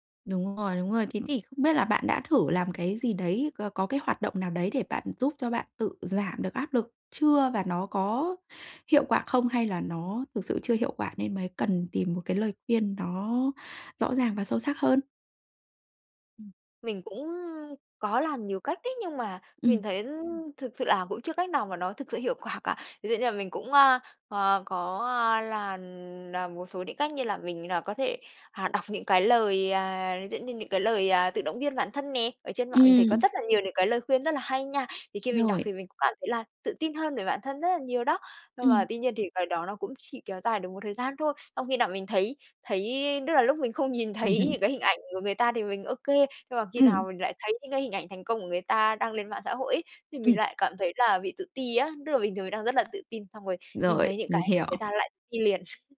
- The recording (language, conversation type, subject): Vietnamese, advice, Làm sao để đối phó với ganh đua và áp lực xã hội?
- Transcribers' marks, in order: tapping; laughing while speaking: "quả cả"; other background noise; laughing while speaking: "thấy"; laughing while speaking: "Ừm"; chuckle